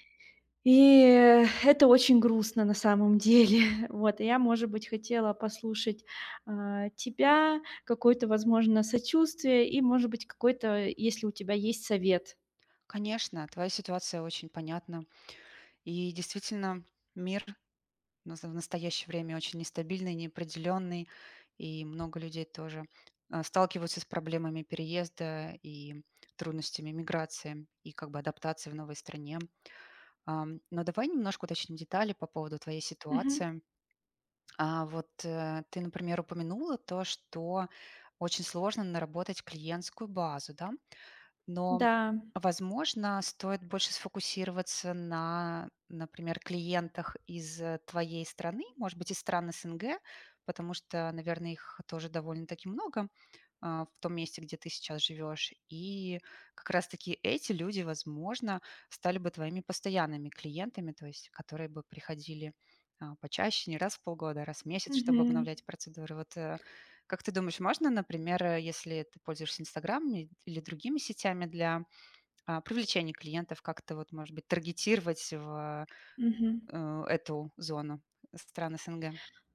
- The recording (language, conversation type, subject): Russian, advice, Как мне справиться с финансовой неопределённостью в быстро меняющемся мире?
- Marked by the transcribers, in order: exhale; tapping; other background noise